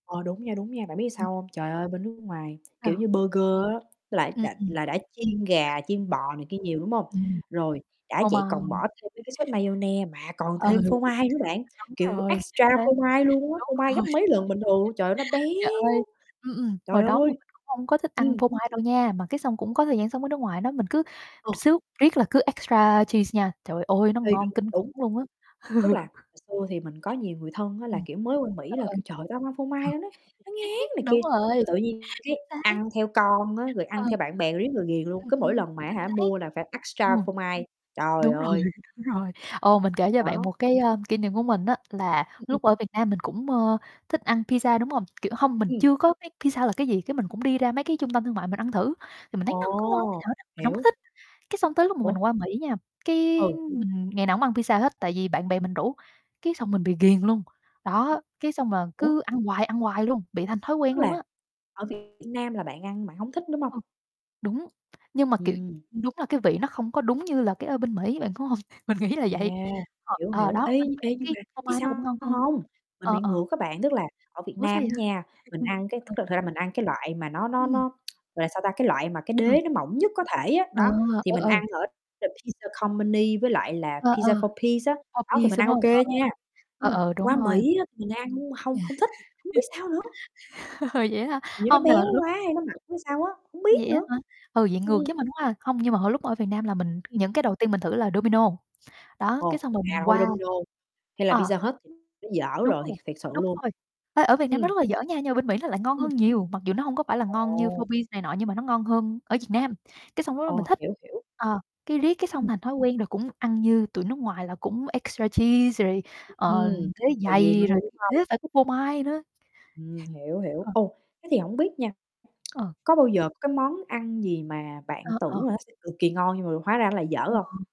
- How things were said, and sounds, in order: tapping; distorted speech; chuckle; other background noise; laughing while speaking: "Ờ"; laughing while speaking: "rồi"; laugh; in English: "extra"; static; in English: "extra cheese"; laughing while speaking: "Ừ"; chuckle; mechanical hum; laugh; laughing while speaking: "Đúng rồi, đúng rồi"; in English: "extra"; laughing while speaking: "Mình nghĩ là vậy"; tsk; laugh; laughing while speaking: "Vậy hả?"; in English: "extra cheese"; tongue click
- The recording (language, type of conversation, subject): Vietnamese, unstructured, Bạn nghĩ thức ăn nhanh ảnh hưởng đến sức khỏe như thế nào?